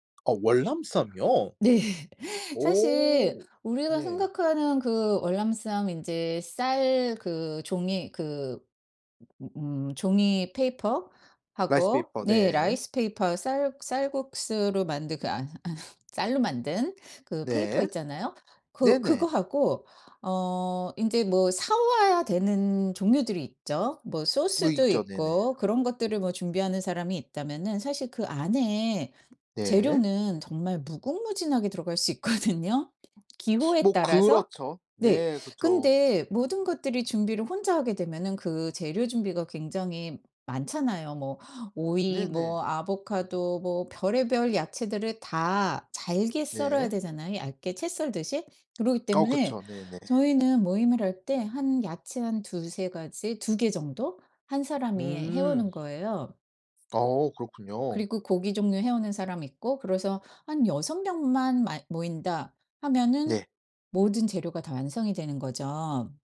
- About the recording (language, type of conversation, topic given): Korean, podcast, 간단히 나눠 먹기 좋은 음식 추천해줄래?
- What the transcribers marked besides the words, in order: tapping; laughing while speaking: "네"; in English: "페이퍼하고"; in English: "라이스페이퍼"; laugh; in English: "페이퍼"; other background noise; laughing while speaking: "있거든요"; teeth sucking